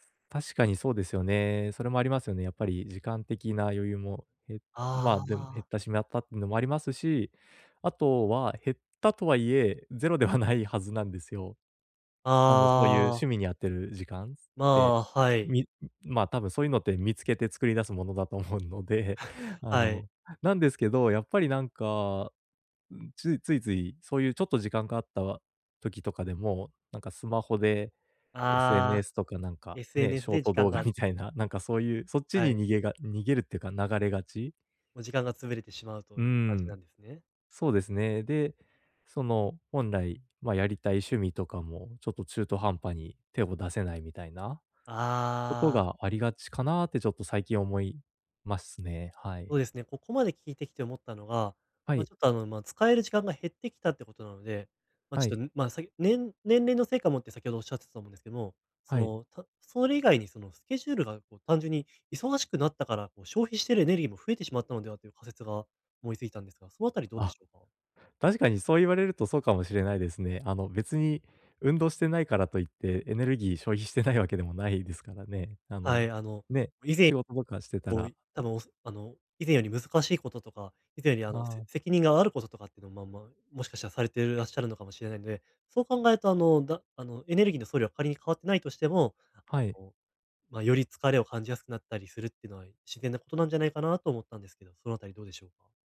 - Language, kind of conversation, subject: Japanese, advice, 毎日のエネルギー低下が疲れなのか燃え尽きなのか、どのように見分ければよいですか？
- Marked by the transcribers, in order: laughing while speaking: "ゼロではないはず"; laughing while speaking: "思うので、あの"; laughing while speaking: "ショート動画みたいな"; other background noise; laughing while speaking: "消費してないわけでもない"